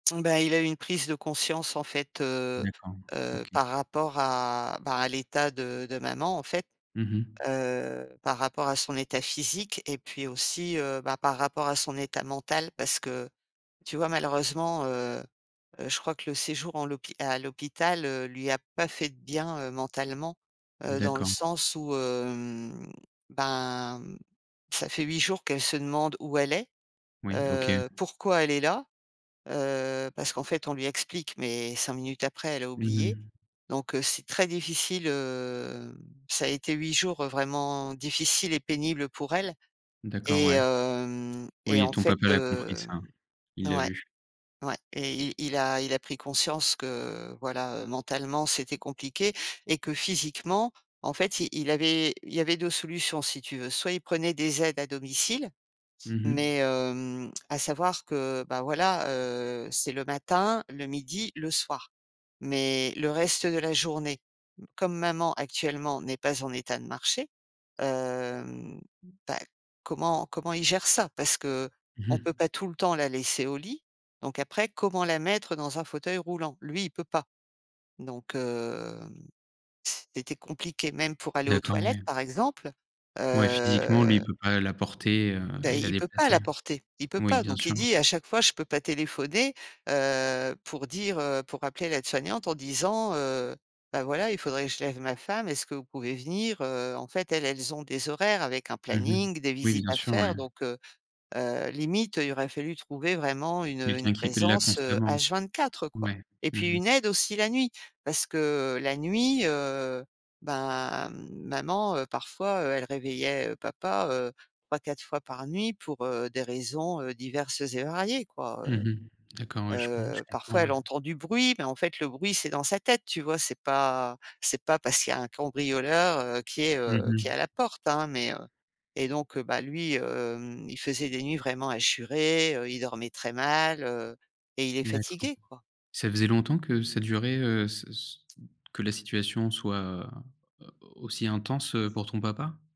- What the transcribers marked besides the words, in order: drawn out: "hem"; drawn out: "heu"; other background noise; tapping
- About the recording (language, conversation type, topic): French, advice, Comment soutenir un parent âgé et choisir une maison de retraite adaptée ?